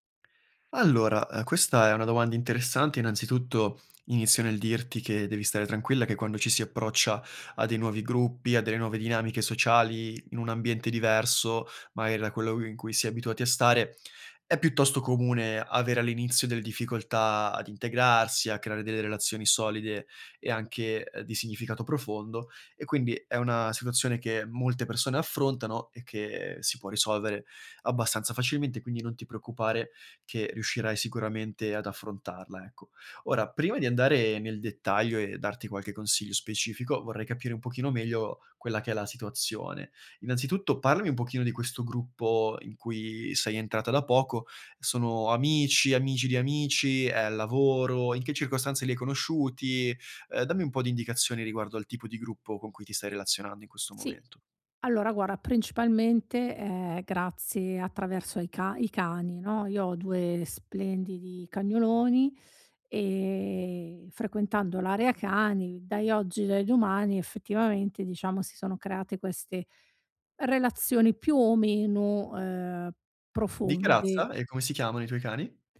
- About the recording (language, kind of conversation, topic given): Italian, advice, Come posso integrarmi in un nuovo gruppo di amici senza sentirmi fuori posto?
- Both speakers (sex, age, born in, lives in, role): female, 40-44, Italy, Italy, user; male, 25-29, Italy, Italy, advisor
- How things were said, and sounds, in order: "magari" said as "maari"; "guarda" said as "guara"